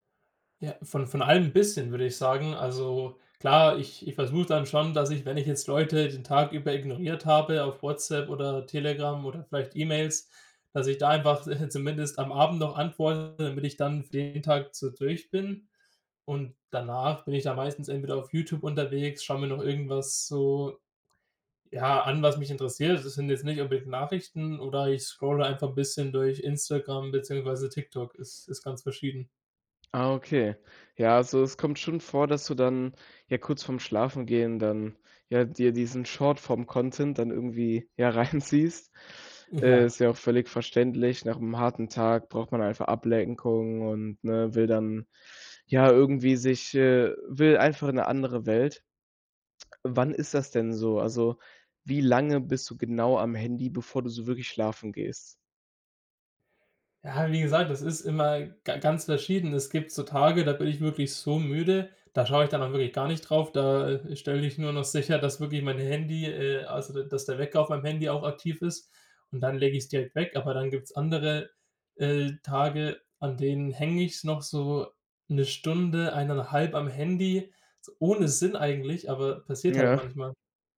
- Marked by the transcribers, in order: laughing while speaking: "äh"; other background noise; in English: "Shortform Content"; laughing while speaking: "reinziehst?"
- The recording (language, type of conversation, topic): German, podcast, Beeinflusst dein Smartphone deinen Schlafrhythmus?